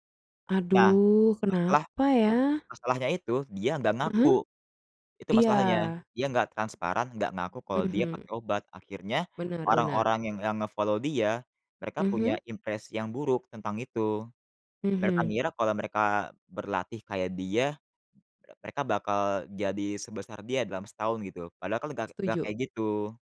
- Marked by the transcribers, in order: in English: "nge-follow"; other background noise
- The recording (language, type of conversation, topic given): Indonesian, unstructured, Bagaimana pendapatmu tentang penggunaan obat peningkat performa dalam olahraga?